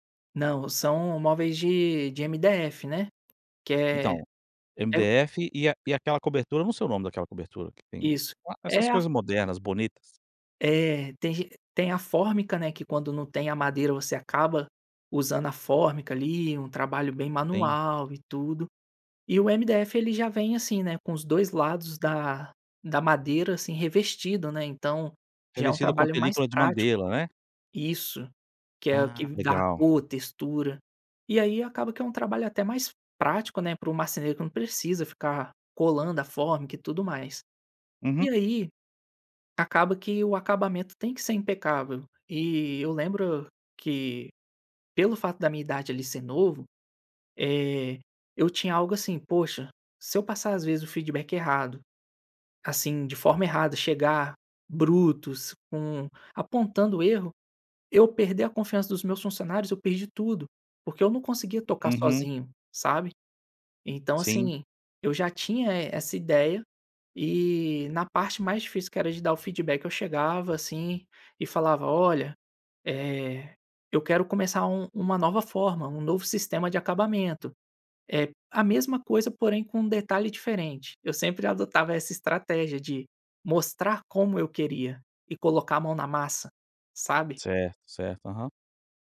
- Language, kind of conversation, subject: Portuguese, podcast, Como dar um feedback difícil sem perder a confiança da outra pessoa?
- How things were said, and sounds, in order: none